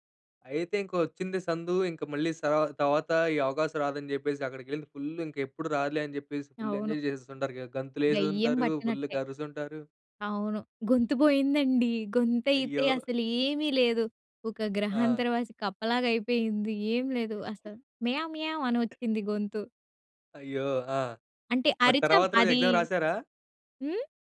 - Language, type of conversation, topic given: Telugu, podcast, జనం కలిసి పాడిన అనుభవం మీకు గుర్తుందా?
- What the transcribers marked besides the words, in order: in English: "ఫుల్"; in English: "ఫుల్ ఎంజాయ్"; in English: "ఫుల్‌గా"; chuckle; in English: "ఎక్జామ్"